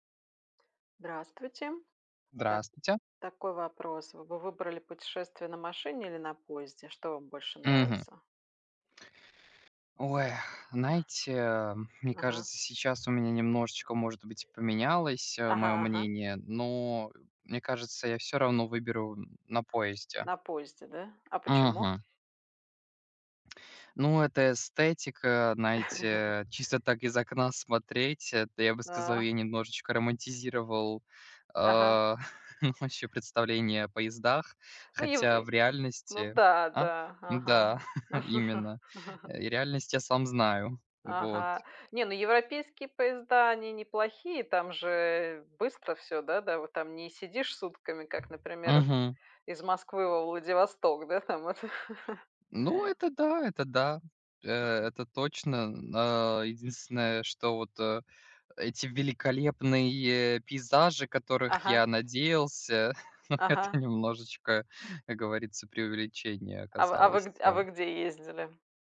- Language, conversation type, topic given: Russian, unstructured, Вы бы выбрали путешествие на машине или на поезде?
- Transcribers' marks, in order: tapping; chuckle; chuckle; chuckle; chuckle; chuckle; other background noise; laughing while speaking: "Но это немножечко"